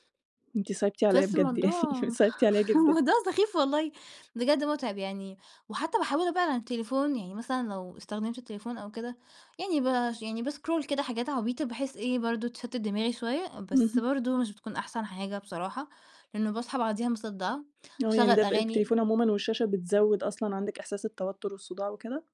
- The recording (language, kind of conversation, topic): Arabic, podcast, بتعمل إيه لما ما تعرفش تنام؟
- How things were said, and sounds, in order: tapping; laughing while speaking: "الموضوع سخيف والله"; laughing while speaking: "يعني"; in English: "بscroll"; other background noise